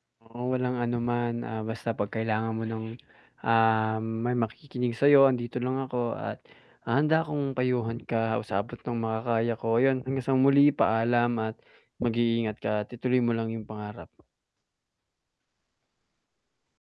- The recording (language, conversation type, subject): Filipino, advice, Paano ko mapapanatili ang motibasyon ko hanggang makamit ko ang layunin ko?
- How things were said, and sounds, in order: static